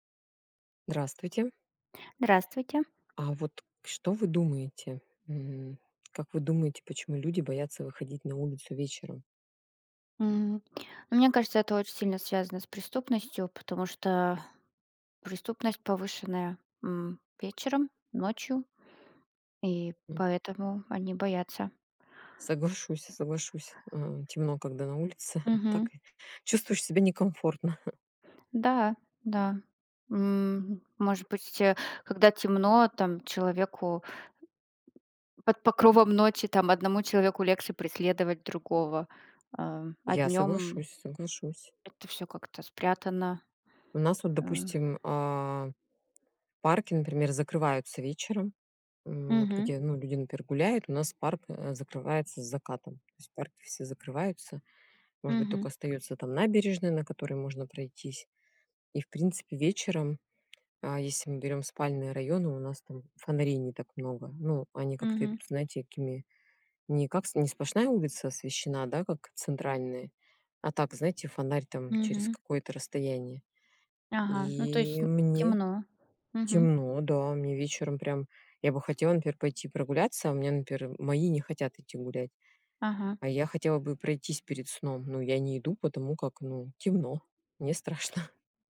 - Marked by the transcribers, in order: laughing while speaking: "улице"; laughing while speaking: "некомфортно"; laughing while speaking: "страшно"
- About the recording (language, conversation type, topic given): Russian, unstructured, Почему, по-вашему, люди боятся выходить на улицу вечером?